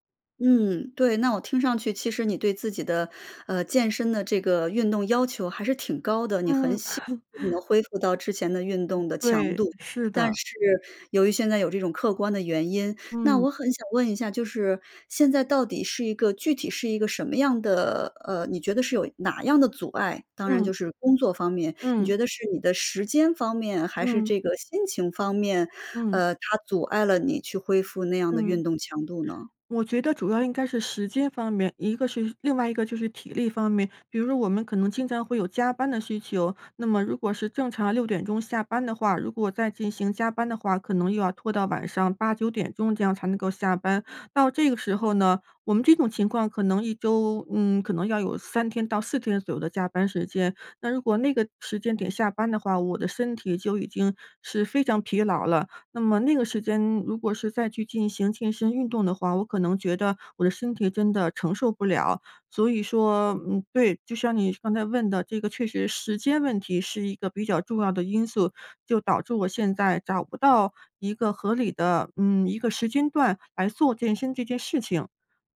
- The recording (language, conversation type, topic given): Chinese, advice, 难以坚持定期锻炼，常常半途而废
- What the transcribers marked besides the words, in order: chuckle; unintelligible speech; tapping